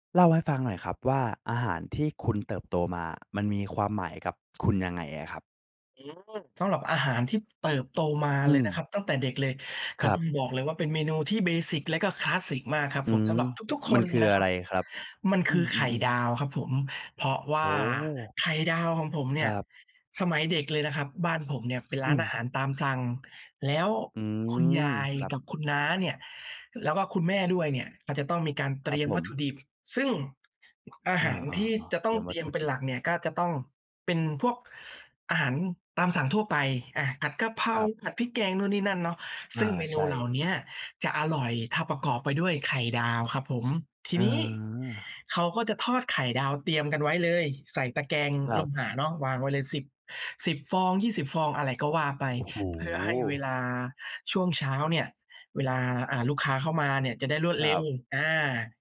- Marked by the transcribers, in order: in English: "เบสิก"
- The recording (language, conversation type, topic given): Thai, podcast, อาหารที่คุณเติบโตมากับมันมีความหมายต่อคุณอย่างไร?